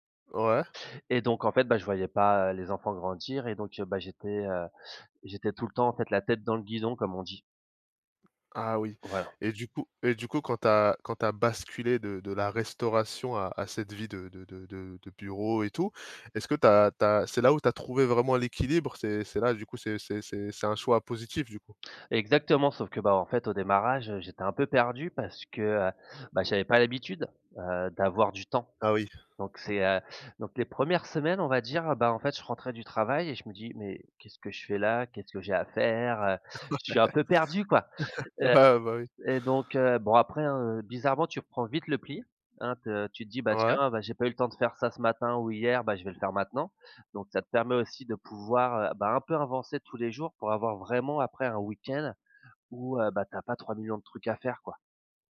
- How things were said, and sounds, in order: laugh; "avancer" said as "invencer"
- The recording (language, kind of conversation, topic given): French, podcast, Comment gères-tu l’équilibre entre le travail et la vie personnelle ?